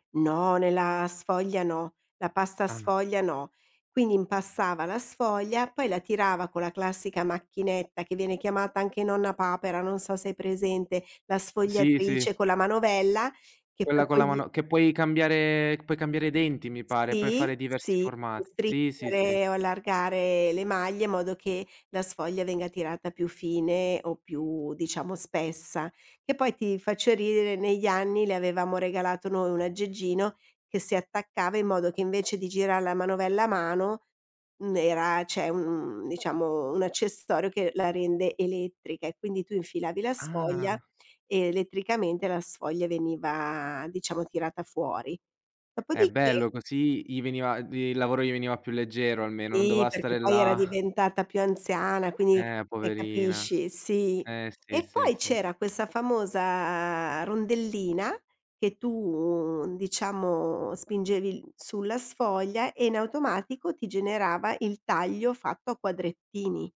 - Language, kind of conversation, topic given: Italian, podcast, Qual è un piatto di famiglia che riesce a unire più generazioni?
- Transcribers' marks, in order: drawn out: "cambiare"; drawn out: "veniva"; drawn out: "famosa"; drawn out: "tu"